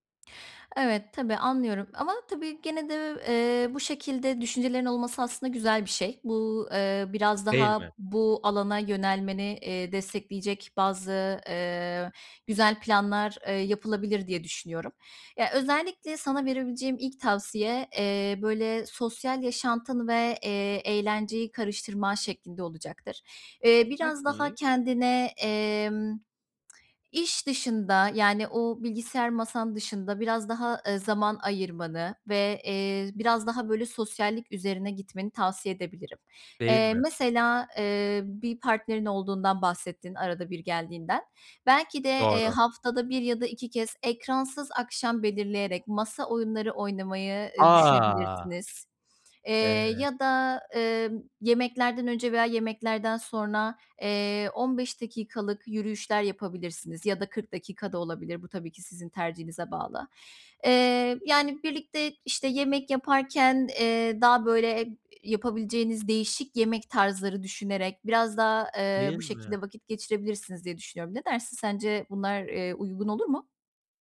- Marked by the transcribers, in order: tsk; tapping
- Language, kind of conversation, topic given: Turkish, advice, Ekranlarla çevriliyken boş zamanımı daha verimli nasıl değerlendirebilirim?
- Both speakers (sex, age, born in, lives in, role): female, 25-29, Turkey, Poland, advisor; male, 25-29, Turkey, Bulgaria, user